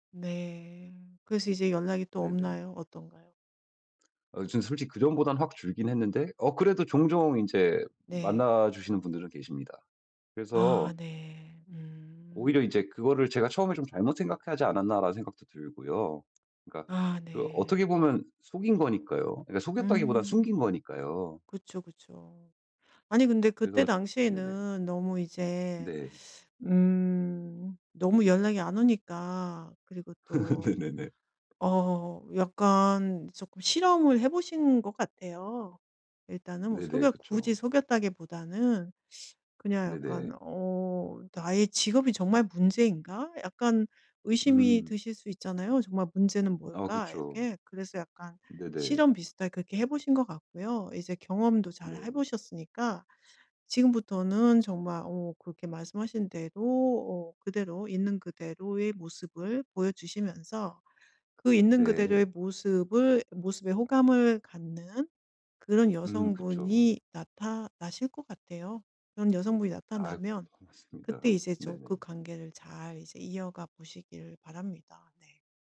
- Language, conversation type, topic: Korean, advice, 첫 데이트에서 상대가 제 취향을 비판해 당황했을 때 어떻게 대응해야 하나요?
- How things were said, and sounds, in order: other background noise; laugh; laughing while speaking: "네네네"; tapping